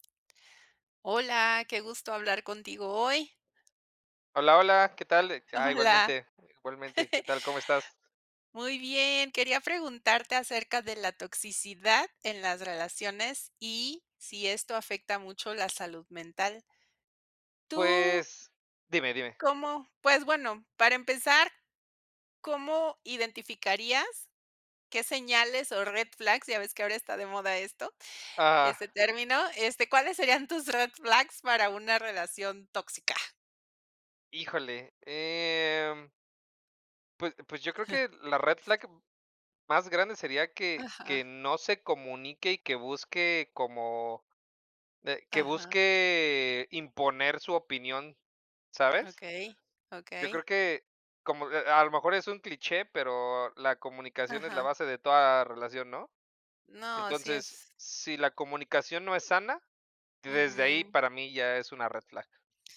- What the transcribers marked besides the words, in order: tapping; other background noise; laughing while speaking: "Hola"; chuckle
- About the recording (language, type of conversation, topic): Spanish, unstructured, ¿Crees que las relaciones tóxicas afectan mucho la salud mental?